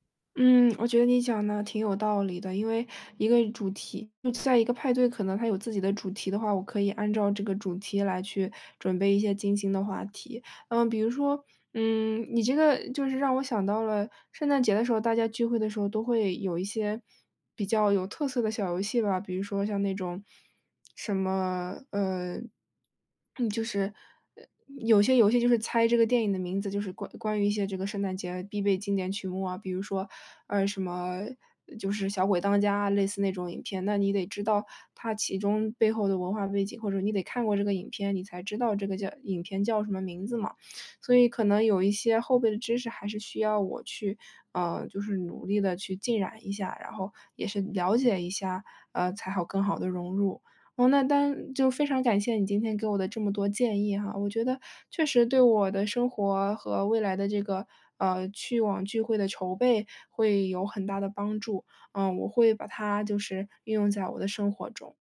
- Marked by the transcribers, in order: none
- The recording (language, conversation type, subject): Chinese, advice, 我总是担心错过别人的聚会并忍不住与人比较，该怎么办？